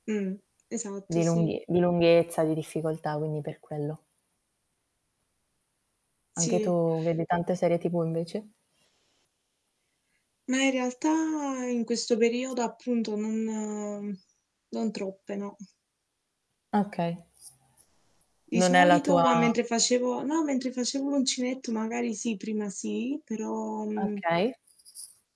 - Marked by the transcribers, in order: static; other background noise
- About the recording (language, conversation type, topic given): Italian, unstructured, Qual è il piccolo gesto quotidiano che ti rende felice?
- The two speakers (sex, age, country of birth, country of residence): female, 20-24, Italy, Italy; female, 25-29, Italy, Italy